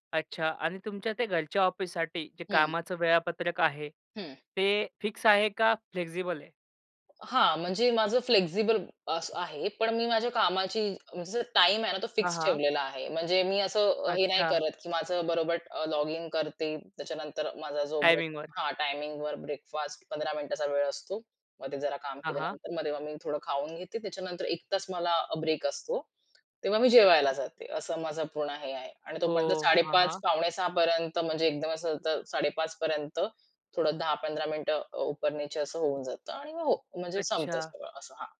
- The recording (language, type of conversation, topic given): Marathi, podcast, घरी कामासाठी सोयीस्कर कार्यालयीन जागा कशी तयार कराल?
- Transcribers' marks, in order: other background noise; tapping; in Hindi: "उपर नीचे"; horn